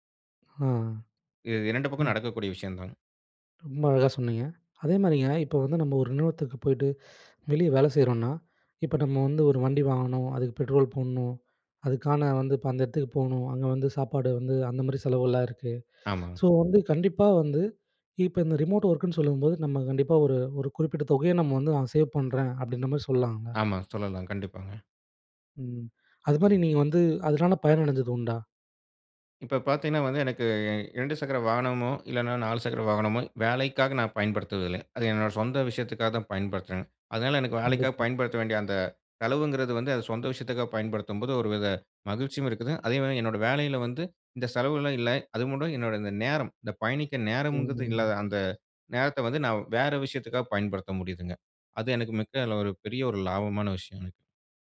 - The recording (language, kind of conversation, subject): Tamil, podcast, மெய்நிகர் வேலை உங்கள் சமநிலைக்கு உதவுகிறதா, அல்லது அதை கஷ்டப்படுத்துகிறதா?
- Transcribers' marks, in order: other background noise; in English: "ரிமோட் வொர்க்கு"; door; "நேரம்ங்கிறது" said as "நேரம்ங்கது"